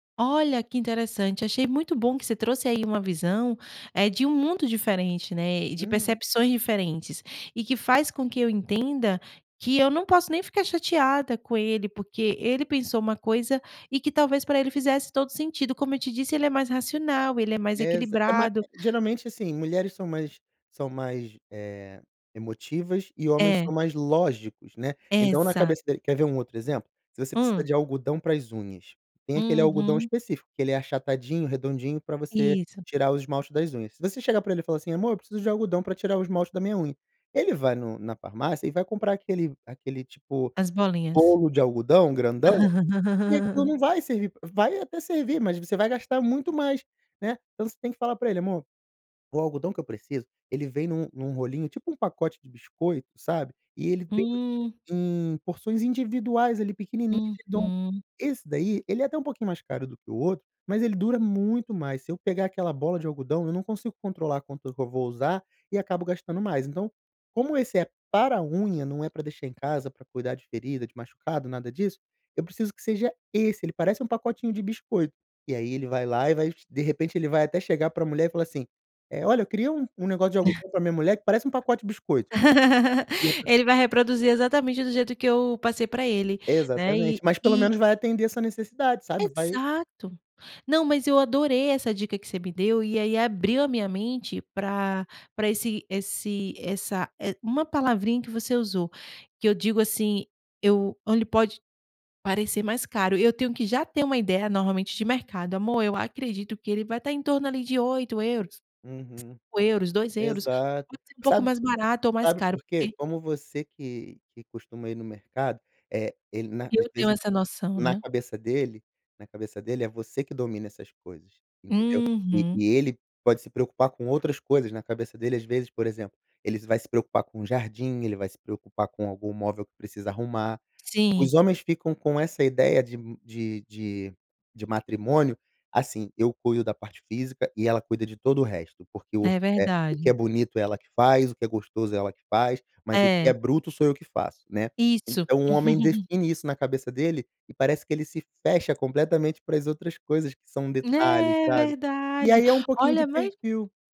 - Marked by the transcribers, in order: chuckle; laugh; unintelligible speech; laugh
- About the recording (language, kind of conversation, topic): Portuguese, advice, Como posso expressar minhas necessidades emocionais ao meu parceiro com clareza?